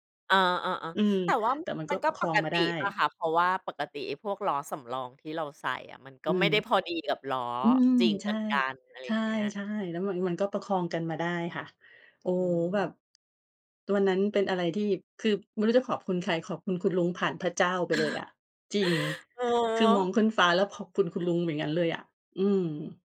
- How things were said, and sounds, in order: none
- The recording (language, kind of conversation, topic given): Thai, podcast, คุณเคยเจอคนใจดีช่วยเหลือระหว่างเดินทางไหม เล่าให้ฟังหน่อย?